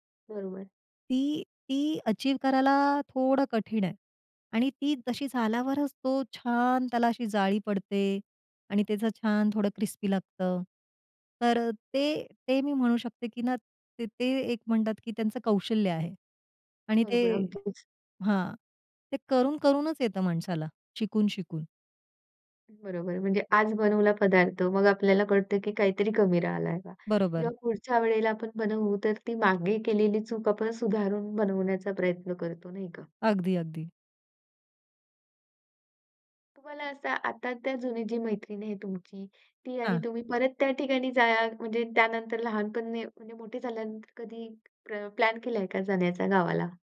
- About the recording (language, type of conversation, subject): Marathi, podcast, लहानपणीची आठवण जागवणारे कोणते खाद्यपदार्थ तुम्हाला लगेच आठवतात?
- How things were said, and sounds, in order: other background noise; in English: "क्रिस्पी"